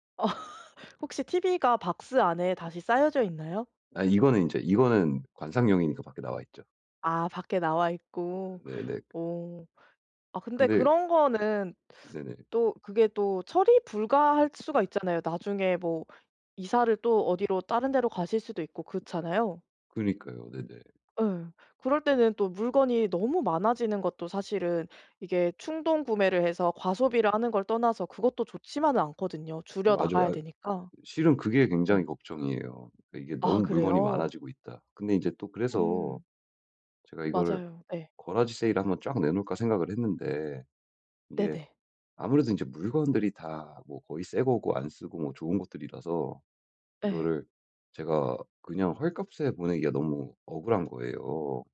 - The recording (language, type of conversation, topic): Korean, advice, 소비 유혹을 이겨내고 소비 습관을 개선해 빚을 줄이려면 어떻게 해야 하나요?
- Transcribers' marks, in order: laughing while speaking: "어"; tapping; other background noise; "네" said as "넥"; in English: "garage"